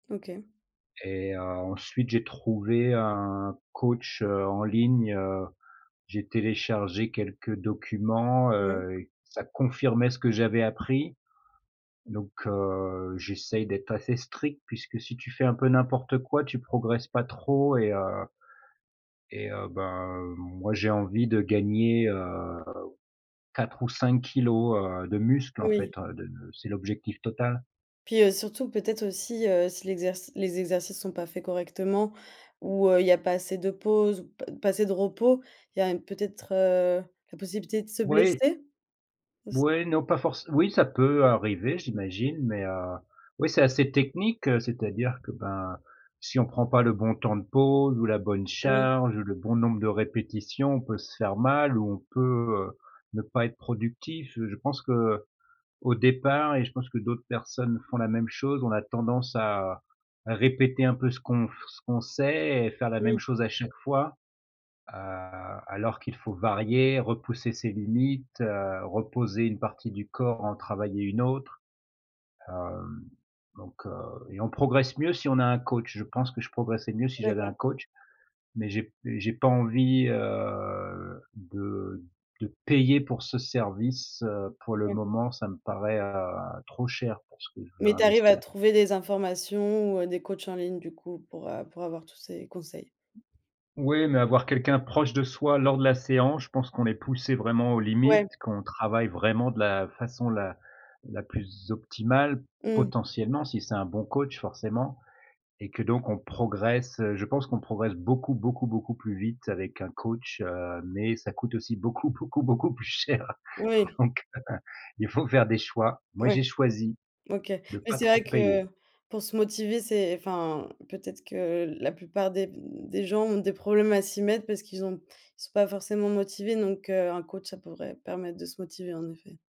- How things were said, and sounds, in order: stressed: "muscles"; other background noise; drawn out: "heu"; stressed: "payer"; tapping; stressed: "progresse"; laughing while speaking: "beaucoup, beaucoup, beaucoup plus cher, donc heu"
- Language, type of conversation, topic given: French, podcast, Quel loisir te passionne en ce moment ?